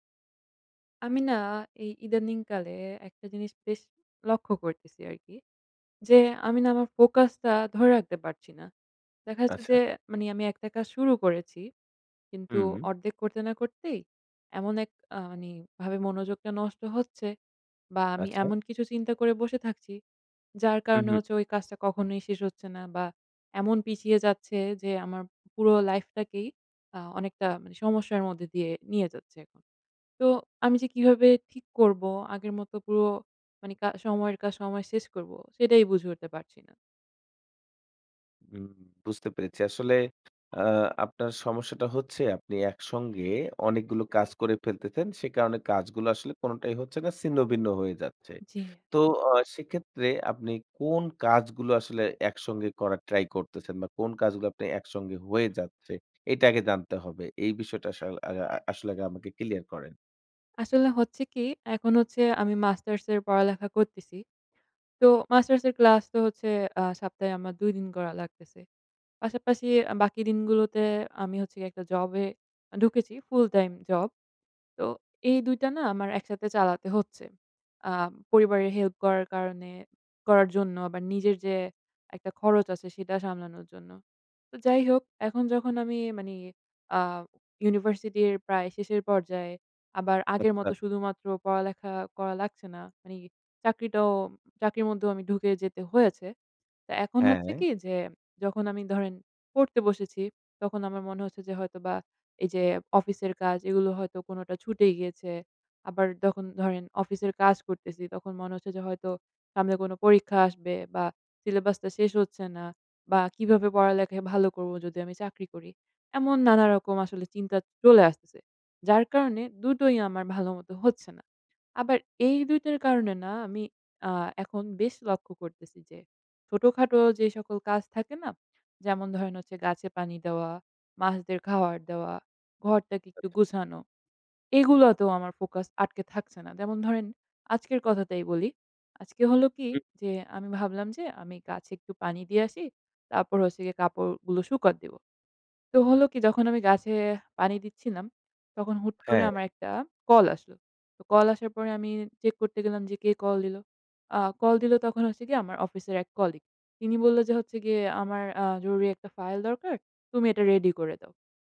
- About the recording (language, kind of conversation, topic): Bengali, advice, একসঙ্গে অনেক কাজ থাকার কারণে কি আপনার মনোযোগ ছিন্নভিন্ন হয়ে যাচ্ছে?
- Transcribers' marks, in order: "মানে" said as "মানি"; horn; "সপ্তাহে" said as "সাপ্তাহে"; "মানে" said as "মানি"; "মানে" said as "মানি"